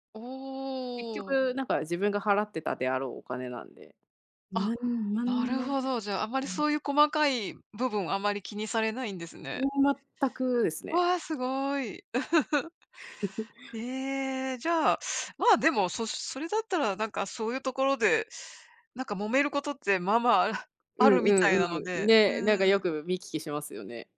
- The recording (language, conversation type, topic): Japanese, unstructured, 家族や友達と一緒に過ごすとき、どんな楽しみ方をしていますか？
- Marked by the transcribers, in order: other background noise; giggle; chuckle; chuckle